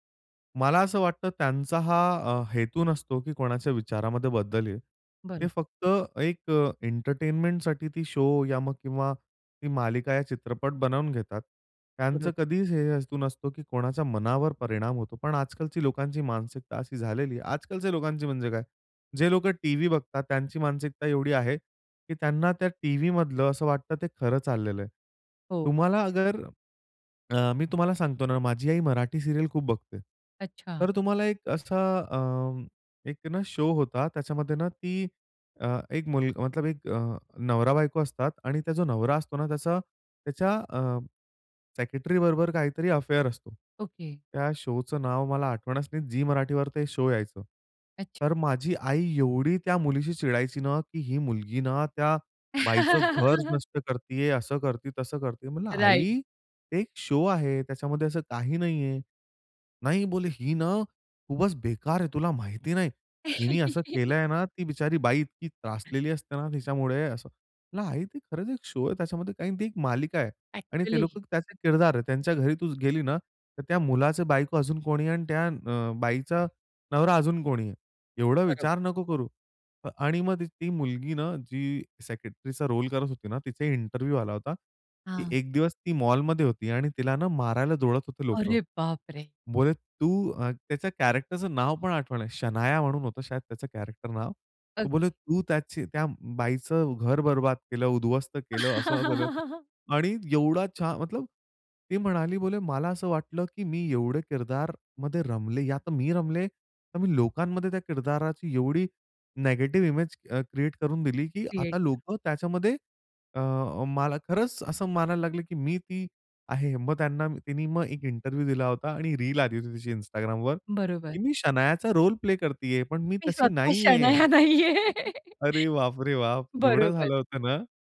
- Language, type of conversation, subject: Marathi, podcast, एखादा चित्रपट किंवा मालिका तुमच्यावर कसा परिणाम करू शकतो?
- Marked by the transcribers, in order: in English: "शो"; in English: "सीरियल"; in English: "शो"; in Hindi: "मतलब"; in English: "अफेअर"; in English: "शोचं"; in English: "शो"; laugh; in English: "शो"; in English: "राइट"; laugh; other background noise; in English: "शो"; in English: "इंटरव्ह्यू"; surprised: "अरे बापरे!"; tapping; in English: "कॅरेक्टरच"; in English: "कॅरेक्टर"; laugh; in English: "निगेटिव्ह इमेज"; in English: "क्रिएट"; in English: "इंटरव्ह्यू"; laughing while speaking: "शनाया नाही आहे. बरोबर"; laughing while speaking: "अरे बापरे! बाप! एवढं झालं होतं ना"